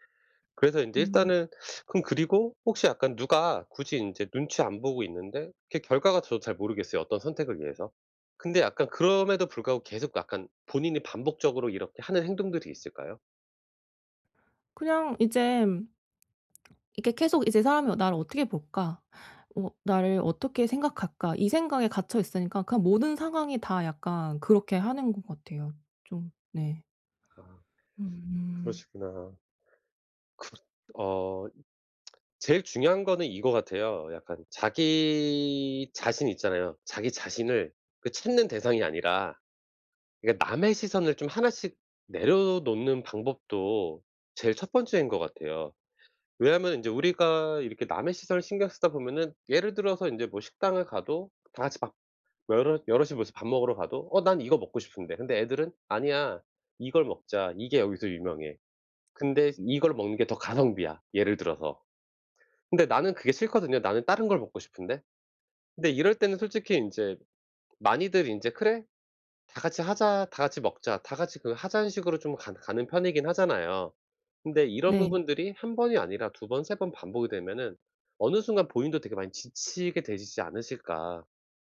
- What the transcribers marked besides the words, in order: teeth sucking; tapping; tsk
- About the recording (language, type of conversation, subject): Korean, advice, 남들의 시선 속에서도 진짜 나를 어떻게 지킬 수 있을까요?